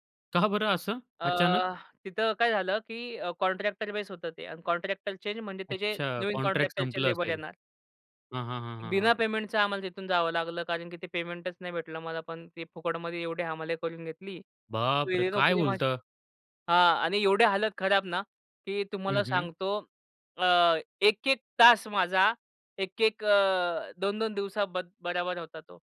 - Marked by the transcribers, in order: in English: "बेस"; in English: "लेबर"; surprised: "बापरे! काय बोलता?"
- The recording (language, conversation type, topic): Marathi, podcast, पहिली नोकरी लागल्यानंतर तुम्हाला काय वाटलं?